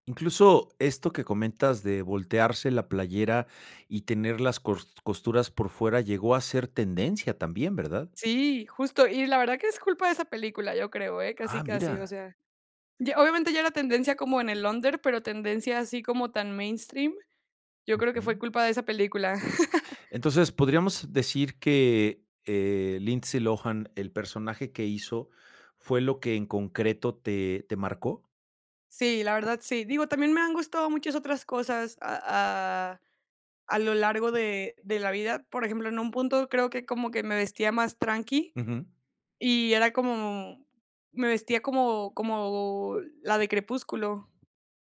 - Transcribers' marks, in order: other background noise; laugh
- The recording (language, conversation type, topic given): Spanish, podcast, ¿Qué película o serie te inspira a la hora de vestirte?